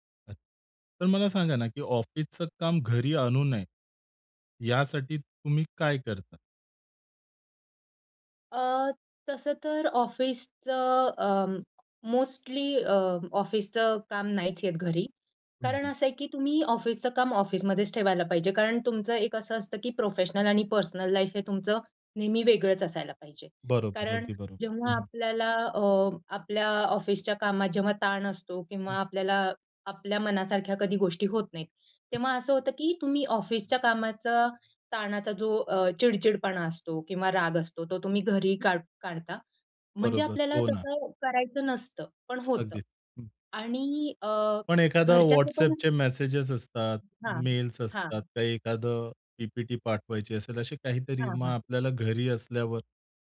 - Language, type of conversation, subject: Marathi, podcast, घरी आणि कार्यालयीन कामामधील सीमा तुम्ही कशा ठरवता?
- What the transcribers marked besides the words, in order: in English: "मोस्टली"; in English: "प्रोफेशनल"; in English: "पर्सनल लाईफ"; in English: "WhatsAppचे"; in English: "मेल्स"; in English: "पीपीटी"